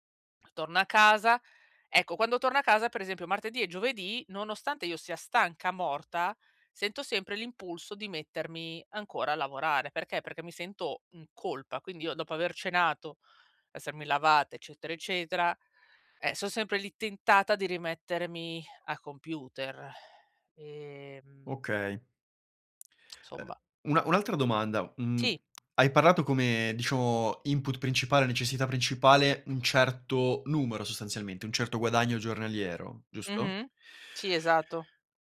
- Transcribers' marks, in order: sigh; tsk; lip smack; "esatto" said as "esato"
- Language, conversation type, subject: Italian, advice, Come posso bilanciare la mia ambizione con il benessere quotidiano senza esaurirmi?